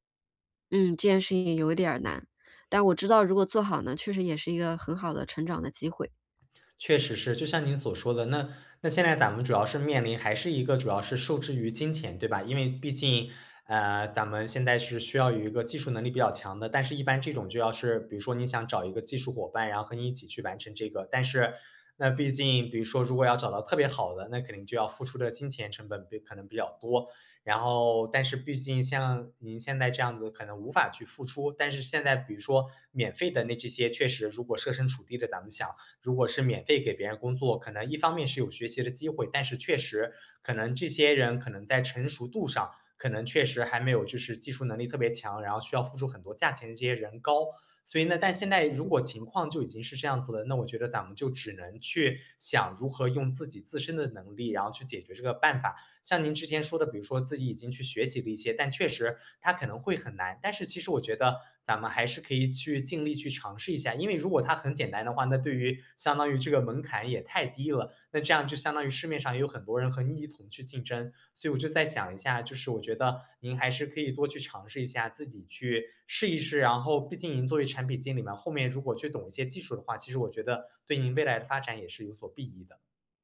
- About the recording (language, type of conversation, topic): Chinese, advice, 我怎样把不确定性转化为自己的成长机会？
- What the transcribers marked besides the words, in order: other background noise; unintelligible speech